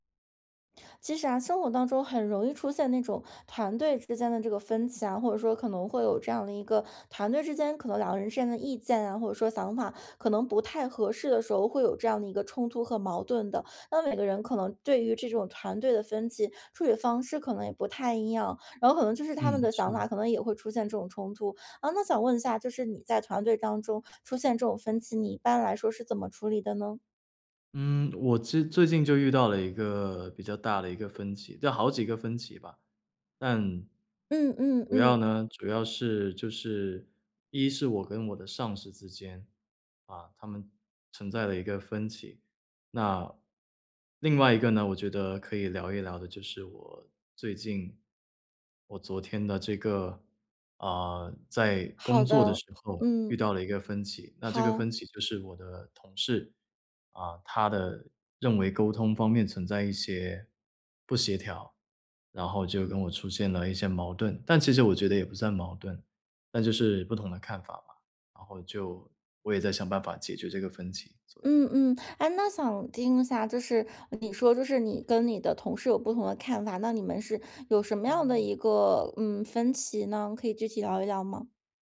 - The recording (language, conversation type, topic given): Chinese, podcast, 团队里出现分歧时你会怎么处理？
- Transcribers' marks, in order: other background noise